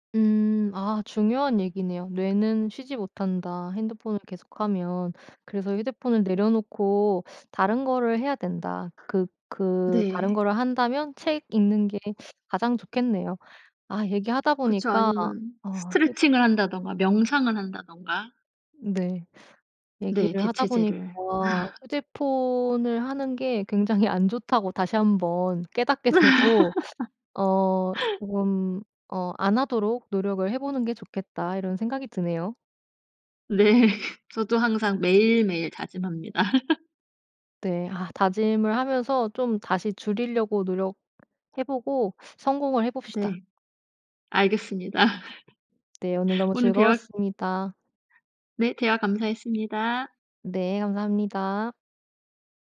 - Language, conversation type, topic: Korean, podcast, 휴대폰 없이도 잘 집중할 수 있나요?
- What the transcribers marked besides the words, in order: other background noise; laugh; tapping; laugh; laughing while speaking: "네"; laugh; laugh